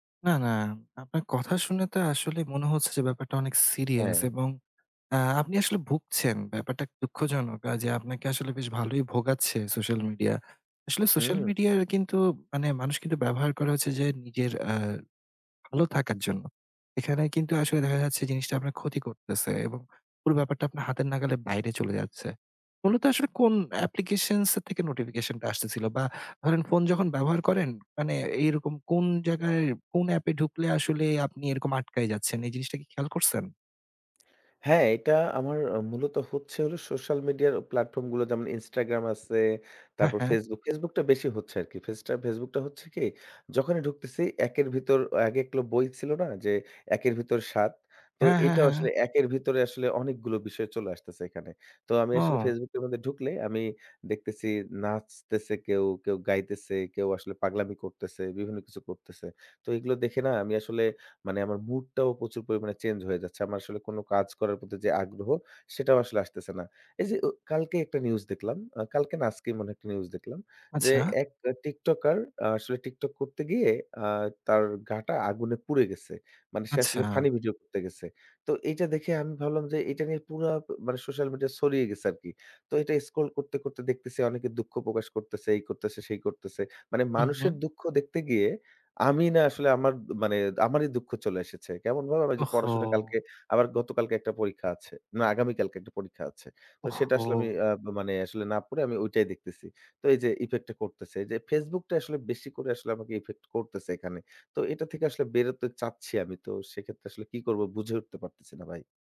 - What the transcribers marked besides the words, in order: other background noise; tapping
- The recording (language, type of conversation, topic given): Bengali, advice, সোশ্যাল মিডিয়া ও ফোনের কারণে বারবার মনোযোগ ভেঙে গিয়ে আপনার কাজ থেমে যায় কেন?